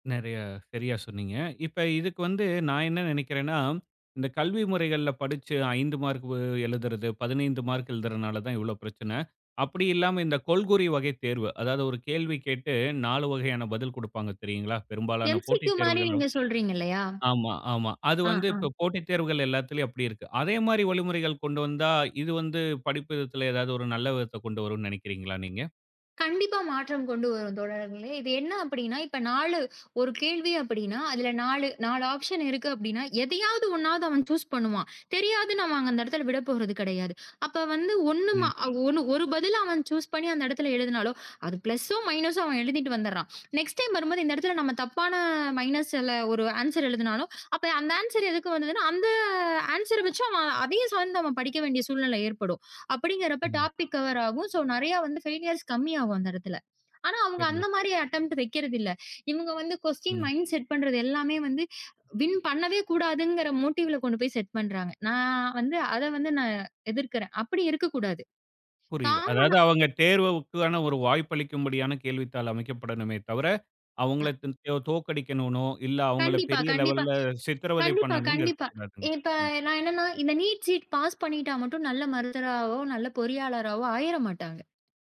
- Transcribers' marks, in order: other background noise; in English: "ஆப்ஷன்"; in English: "சூஸ்"; in English: "சூஸ்"; in English: "ப்ளஸ்சும், மைனஸ்ம்"; in English: "நெக்ஸ்ட் டைம்"; drawn out: "தப்பான"; in English: "மைனஸால"; in English: "ஆன்சர்"; in English: "ஆன்சர்"; in English: "ஆன்சர"; in English: "டாப்பிக் கவர்"; in English: "ஸோ"; in English: "ஃபெய்லியர்ஸ்"; other noise; in English: "அட்டெம்ப்ட்"; in English: "க்வஸ்டீன் மைண்ட் செட்"; in English: "வின்"; in English: "மோட்டீவ்ல"; in English: "செட்"; in English: "காம்மனா"; unintelligible speech; in English: "லெவல்ல"; in English: "நீட் ஜீட் பாஸ்"
- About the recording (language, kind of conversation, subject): Tamil, podcast, தேர்வு அழுத்தம் மாணவர்களை எப்படிப் பாதிக்கிறது என்று சொல்ல முடியுமா?